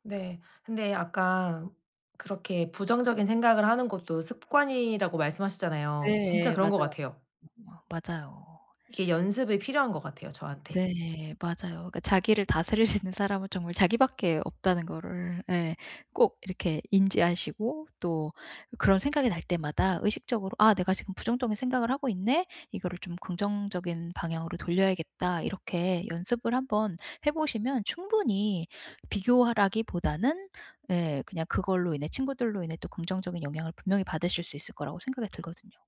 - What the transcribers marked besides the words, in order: other background noise; laughing while speaking: "수 있는"
- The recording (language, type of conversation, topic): Korean, advice, 친구의 성공과 자꾸 나를 비교하는 마음을 어떻게 관리하면 좋을까요?